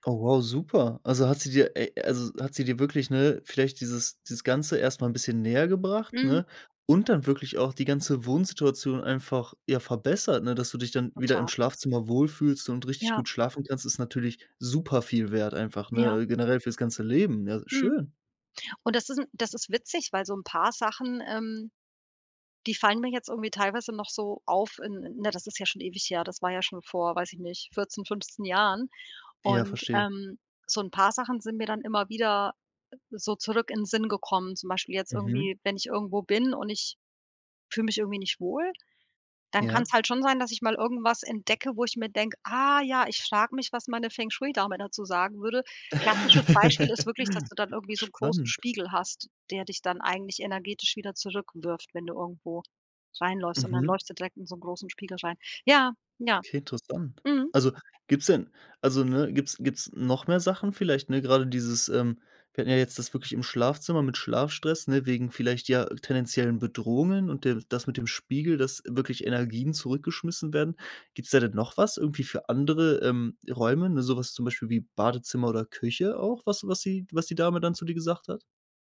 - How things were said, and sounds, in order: tapping; other background noise; laugh
- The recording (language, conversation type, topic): German, podcast, Was machst du, um dein Zuhause gemütlicher zu machen?